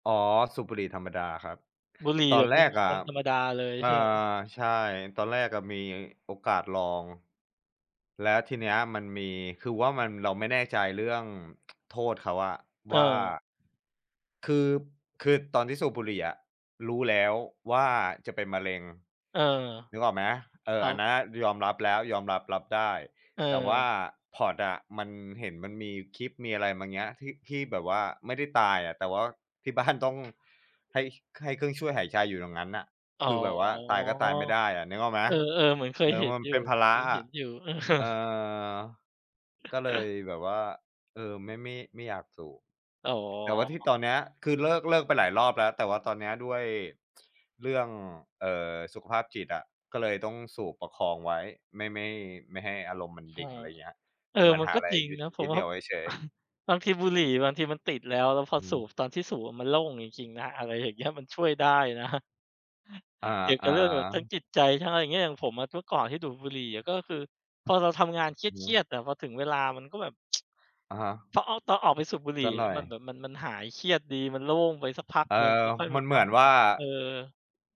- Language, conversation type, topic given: Thai, unstructured, ทำไมถึงยังมีคนสูบบุหรี่ทั้งที่รู้ว่ามันทำลายสุขภาพ?
- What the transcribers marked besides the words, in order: tsk; laughing while speaking: "บ้าน"; tapping; laughing while speaking: "เออ"; chuckle; other background noise; chuckle; laughing while speaking: "นะ"; chuckle; tsk